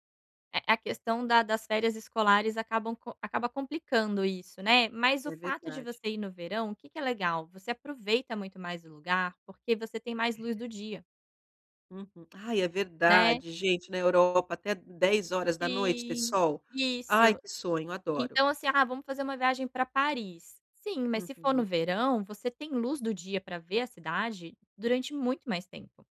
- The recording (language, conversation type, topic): Portuguese, advice, Como posso lidar com a ansiedade ao visitar lugares novos?
- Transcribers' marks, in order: none